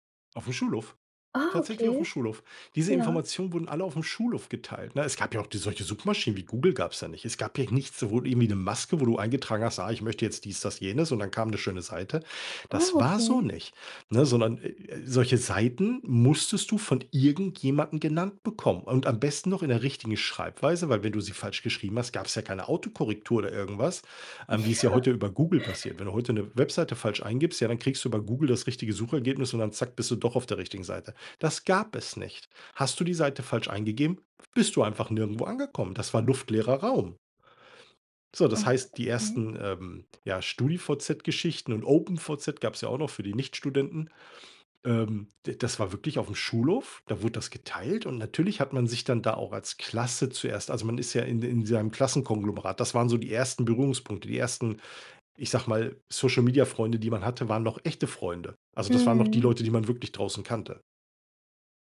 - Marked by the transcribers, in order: surprised: "Oh"; laughing while speaking: "Ja"; stressed: "gab"; other background noise; stressed: "echte"
- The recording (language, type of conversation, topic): German, podcast, Wie hat Social Media deine Unterhaltung verändert?